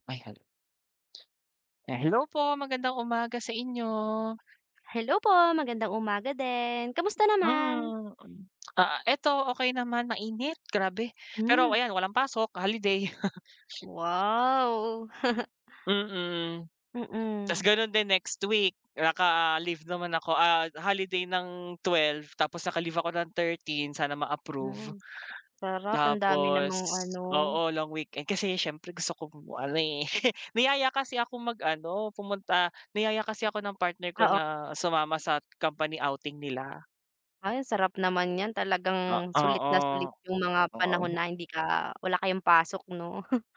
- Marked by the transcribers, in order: chuckle; chuckle; chuckle
- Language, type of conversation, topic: Filipino, unstructured, Ano ang pakiramdam mo tungkol sa mga taong nandaraya sa buwis para lang kumita?
- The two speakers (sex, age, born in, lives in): female, 20-24, Philippines, Philippines; male, 25-29, Philippines, Philippines